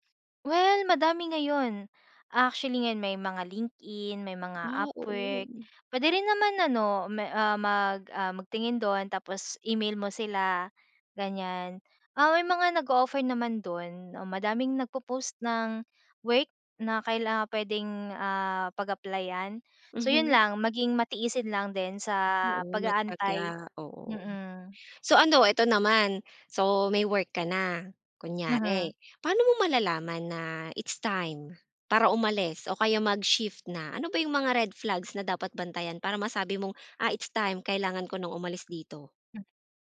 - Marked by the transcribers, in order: none
- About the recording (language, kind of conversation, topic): Filipino, podcast, Paano mo pinipili ang trabahong papasukan o karerang tatahakin mo?